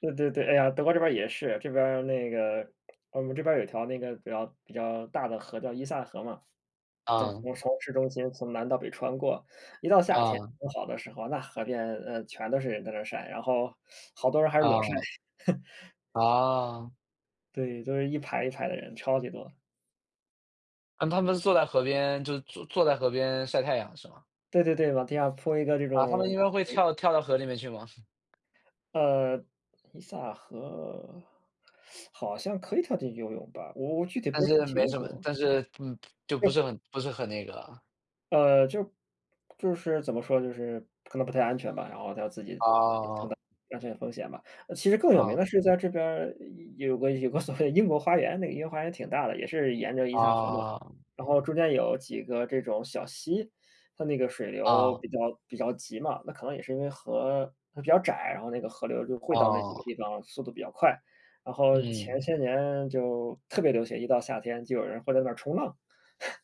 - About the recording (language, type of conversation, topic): Chinese, unstructured, 你怎么看最近的天气变化？
- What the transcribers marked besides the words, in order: other background noise; teeth sucking; chuckle; chuckle; teeth sucking; laughing while speaking: "所谓的"; chuckle